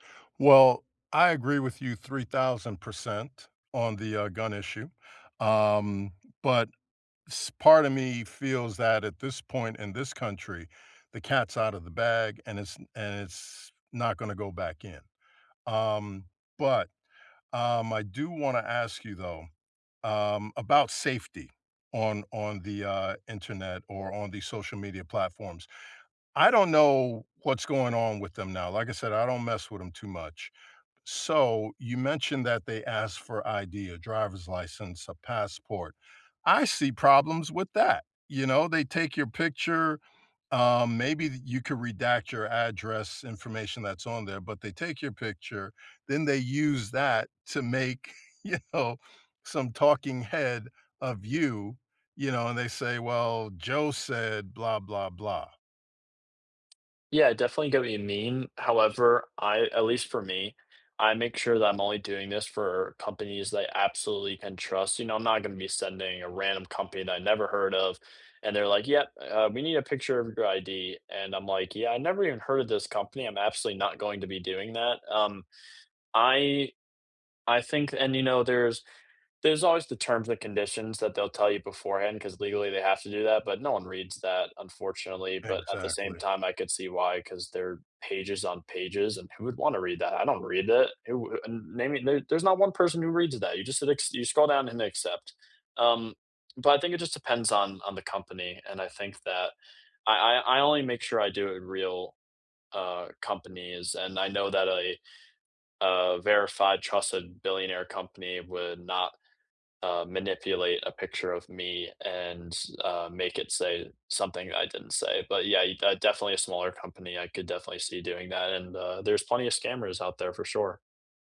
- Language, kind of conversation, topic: English, unstructured, How do you feel about the role of social media in news today?
- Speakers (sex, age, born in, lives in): male, 20-24, United States, United States; male, 60-64, United States, United States
- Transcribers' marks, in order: laughing while speaking: "you know"; tapping